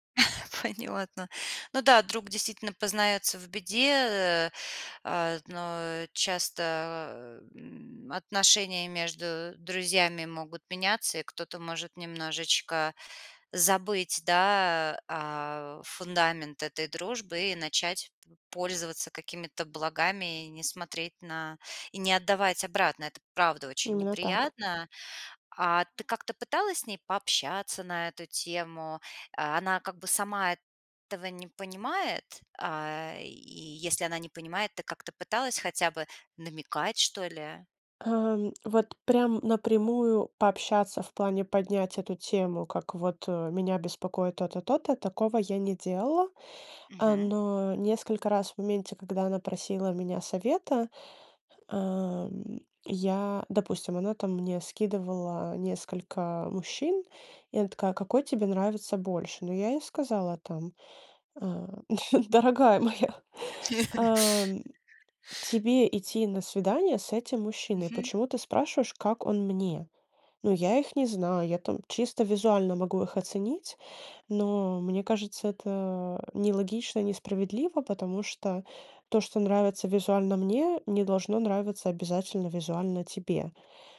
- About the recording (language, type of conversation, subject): Russian, advice, Как описать дружбу, в которой вы тянете на себе большую часть усилий?
- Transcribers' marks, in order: chuckle; tapping; other background noise; laughing while speaking: "Дорогая моя"; chuckle